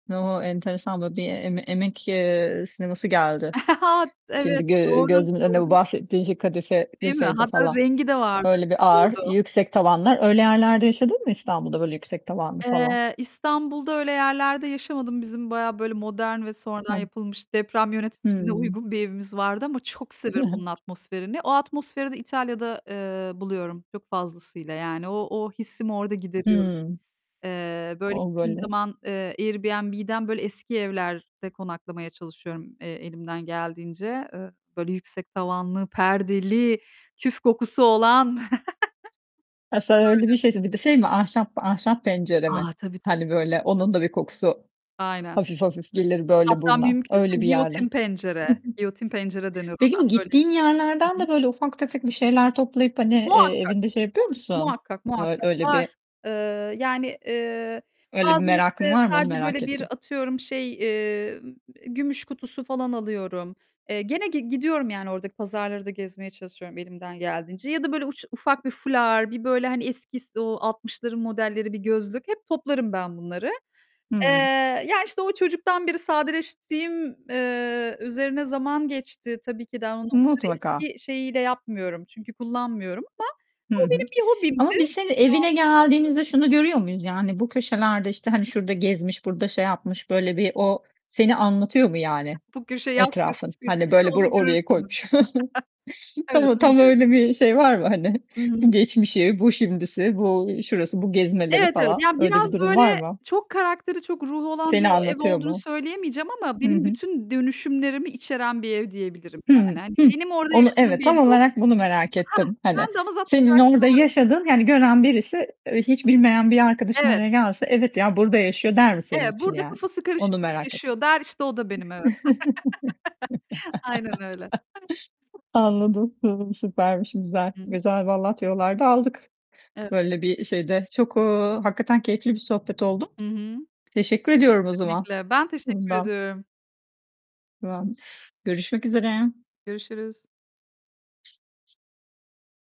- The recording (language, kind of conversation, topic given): Turkish, podcast, Küçük bir bütçeyle evini nasıl güzelleştirirsin?
- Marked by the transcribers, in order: chuckle; distorted speech; tapping; laughing while speaking: "Hı hı"; other background noise; static; chuckle; other noise; laugh; chuckle; chuckle; unintelligible speech; unintelligible speech